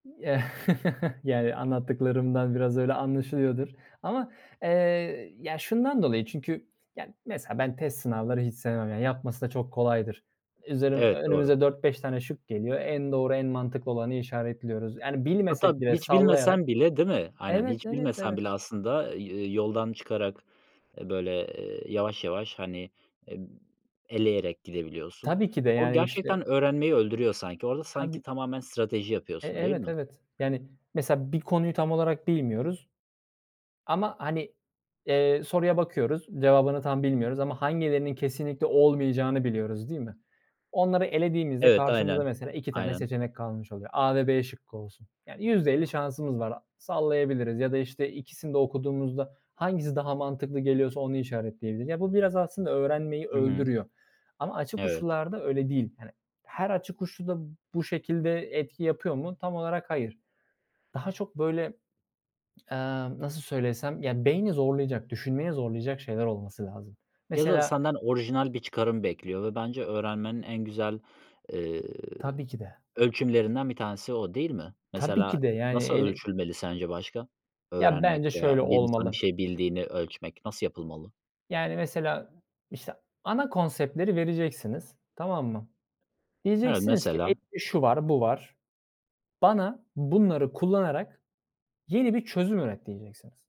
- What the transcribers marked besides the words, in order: chuckle; stressed: "olmayacağını"; tsk
- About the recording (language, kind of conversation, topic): Turkish, podcast, Öğrenmeyi alışkanlığa dönüştürmek için neler yapıyorsun?
- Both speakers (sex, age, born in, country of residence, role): male, 25-29, Turkey, Germany, guest; male, 25-29, Turkey, Germany, host